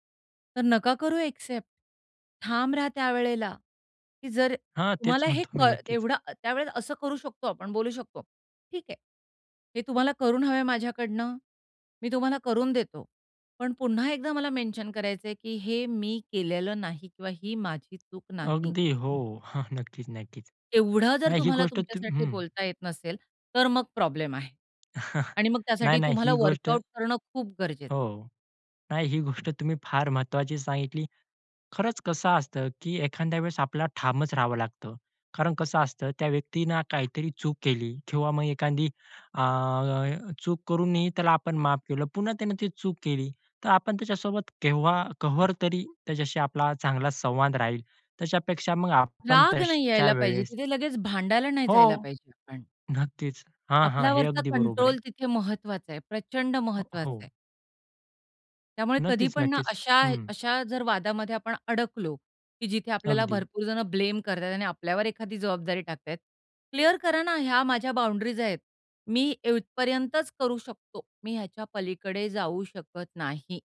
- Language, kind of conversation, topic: Marathi, podcast, ठाम राहूनही सुसंवादी संवाद तुम्ही कसा साधता?
- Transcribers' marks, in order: other background noise; tapping; chuckle; in English: "वर्कआउट"; other noise